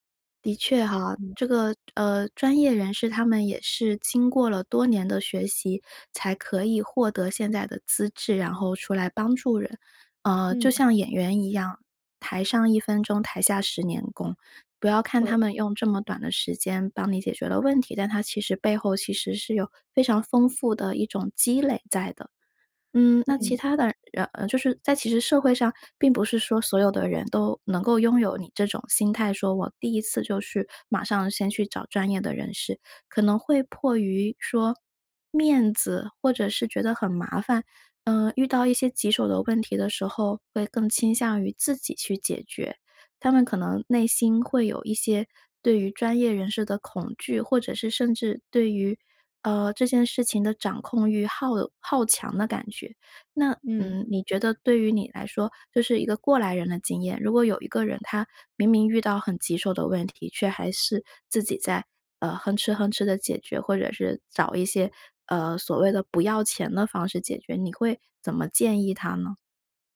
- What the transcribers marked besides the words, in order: none
- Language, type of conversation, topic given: Chinese, podcast, 你怎么看待寻求专业帮助？